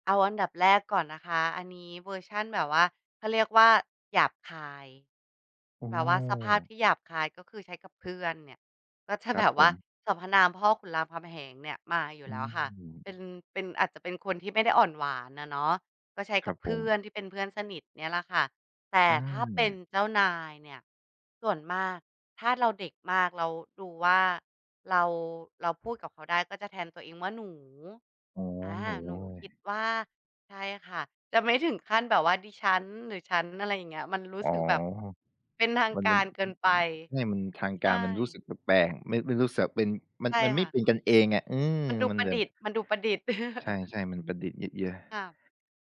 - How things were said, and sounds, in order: laughing while speaking: "จะไม่ถึงขั้น"; chuckle
- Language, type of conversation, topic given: Thai, podcast, คุณปรับวิธีใช้ภาษาตอนอยู่กับเพื่อนกับตอนทำงานต่างกันไหม?